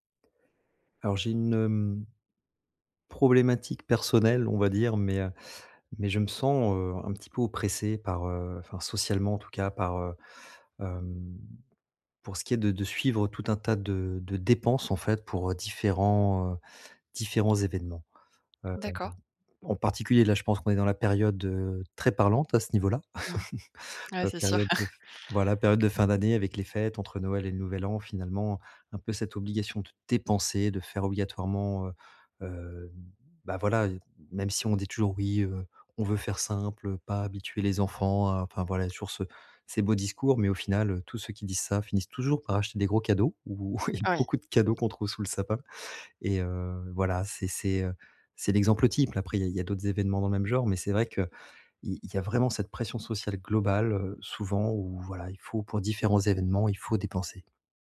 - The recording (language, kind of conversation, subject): French, advice, Comment gérer la pression sociale de dépenser pour des événements sociaux ?
- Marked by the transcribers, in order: tapping; chuckle; chuckle; chuckle